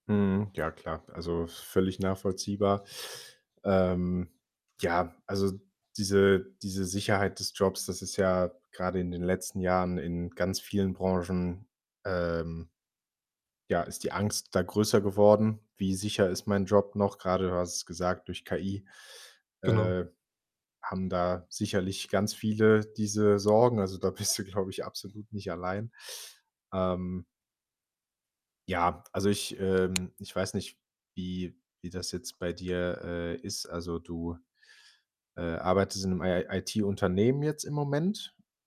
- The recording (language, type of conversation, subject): German, advice, Wie gehst du mit deinem plötzlichen Jobverlust und der Unsicherheit über deine Zukunft um?
- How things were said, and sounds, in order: laughing while speaking: "bist du"; other background noise